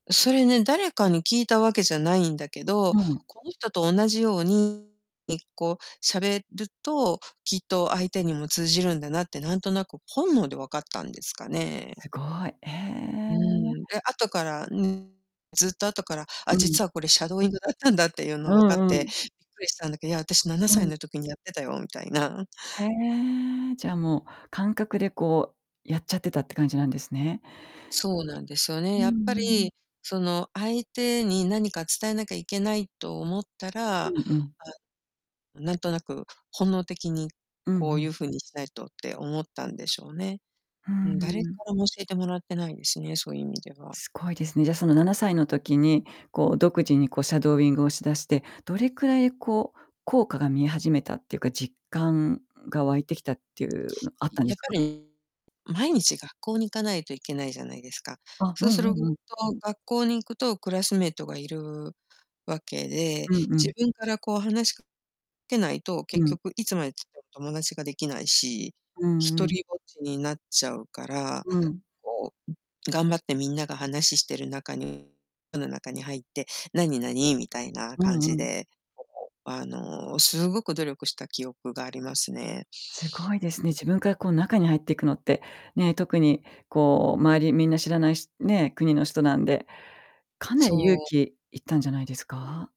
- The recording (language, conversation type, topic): Japanese, podcast, 言葉の壁をどのように乗り越えましたか？
- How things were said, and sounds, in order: distorted speech